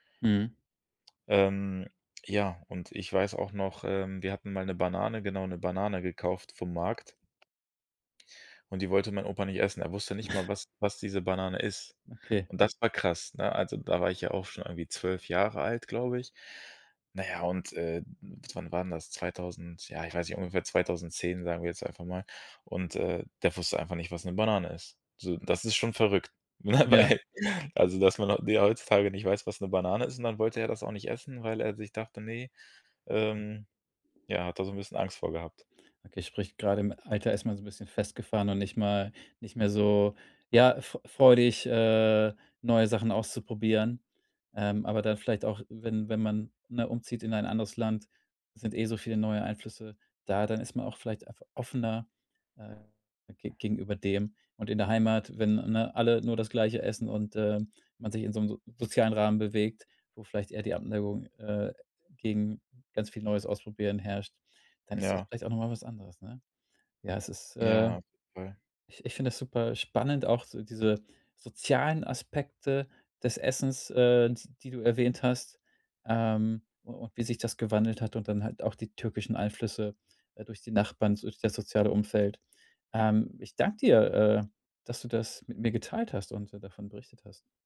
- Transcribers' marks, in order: chuckle; laughing while speaking: "Ne, weil"; other background noise
- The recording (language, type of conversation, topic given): German, podcast, Wie hat Migration eure Familienrezepte verändert?